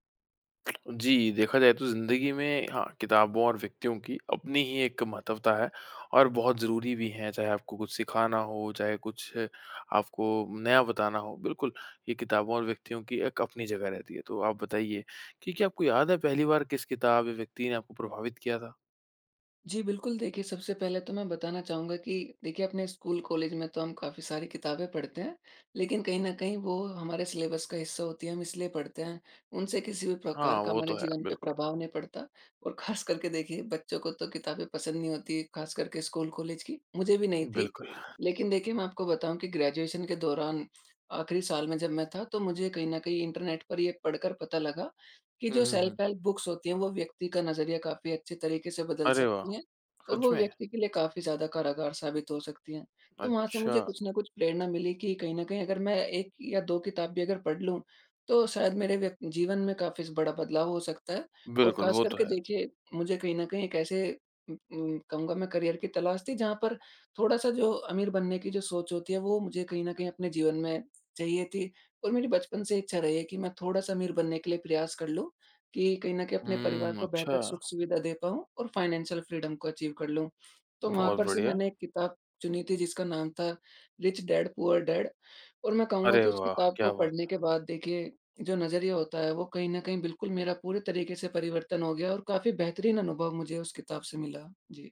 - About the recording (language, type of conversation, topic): Hindi, podcast, किस किताब या व्यक्ति ने आपकी सोच बदल दी?
- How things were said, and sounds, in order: lip smack; in English: "सिलेबस"; laughing while speaking: "खास"; in English: "ग्रैजूएशन"; in English: "सेल्फ़ हेल्प बुक्स"; in English: "करियर"; in English: "फ़ायनैन्शल फ्रीडम"; in English: "अचीव"